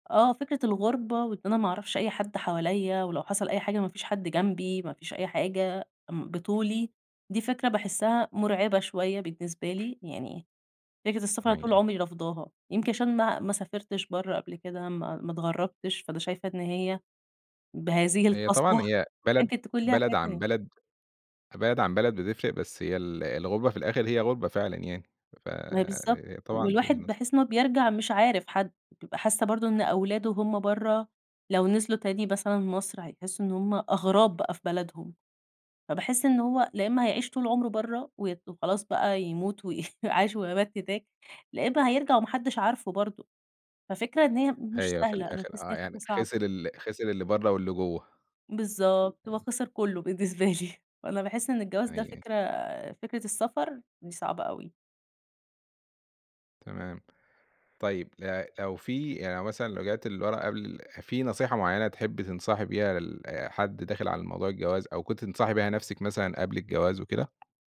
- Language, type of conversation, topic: Arabic, podcast, إيه أهم حاجة كنت بتفكر فيها قبل ما تتجوز؟
- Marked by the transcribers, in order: unintelligible speech; laughing while speaking: "و"; unintelligible speech; laughing while speaking: "بالنسبة لي"; tapping